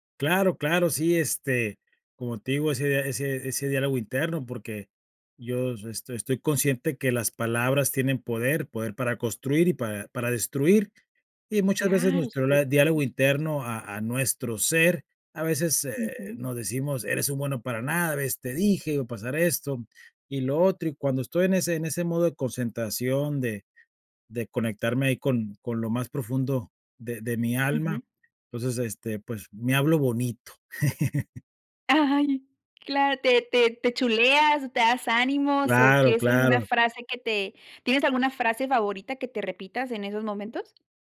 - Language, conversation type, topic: Spanish, podcast, ¿Qué hábitos te ayudan a mantenerte firme en tiempos difíciles?
- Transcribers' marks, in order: chuckle; other background noise